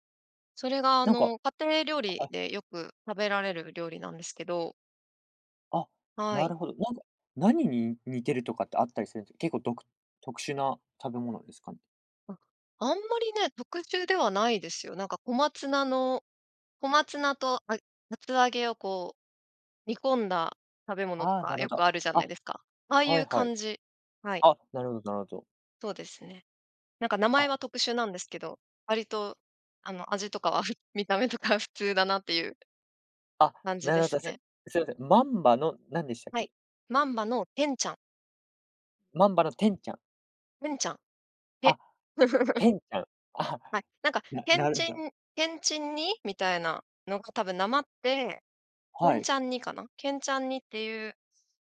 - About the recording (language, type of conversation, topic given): Japanese, podcast, おばあちゃんのレシピにはどんな思い出がありますか？
- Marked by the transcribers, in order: chuckle; laughing while speaking: "見た目とか"; chuckle; other noise